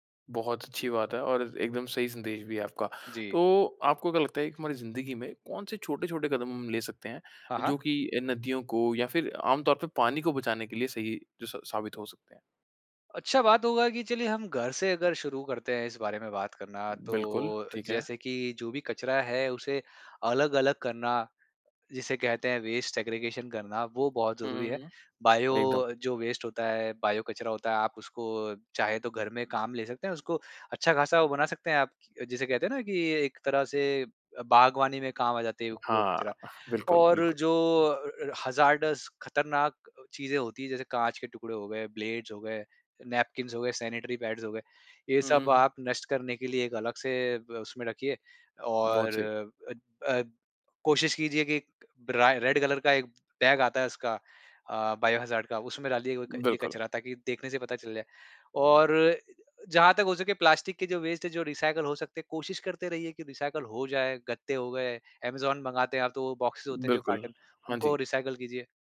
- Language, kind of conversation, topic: Hindi, podcast, गंगा जैसी नदियों की सफाई के लिए सबसे जरूरी क्या है?
- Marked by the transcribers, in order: in English: "वेस्ट सेग्रीगेशन"; in English: "बायो"; in English: "वेस्ट"; in English: "बायो"; in English: "हज़ार्डस"; in English: "ब्लेड्स"; in English: "नैपकिंस"; in English: "रेड कलर"; in English: "बायो हज़ार्ड"; in English: "वेस्ट"; in English: "रीसायकल"; in English: "रीसायकल"; in English: "बॉक्सेस"; in English: "कार्टन"; in English: "रीसायकल"